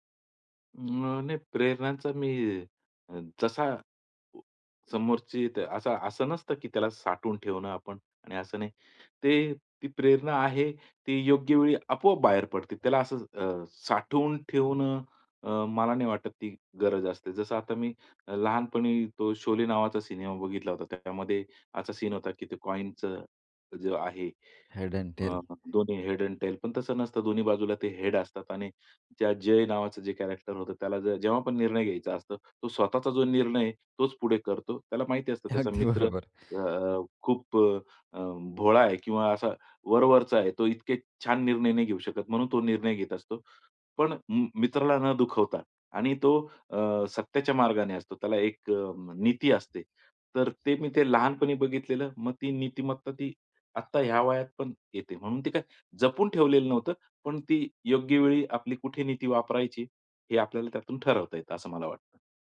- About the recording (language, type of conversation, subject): Marathi, podcast, कला आणि मनोरंजनातून तुम्हाला प्रेरणा कशी मिळते?
- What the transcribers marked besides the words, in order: tapping; in English: "हेड अँन्ड टेल"; in English: "हेड अँन्ड टेल"; in English: "हेड"; in English: "कॅरेक्टर"; laughing while speaking: "अगदी बरोबर"; other background noise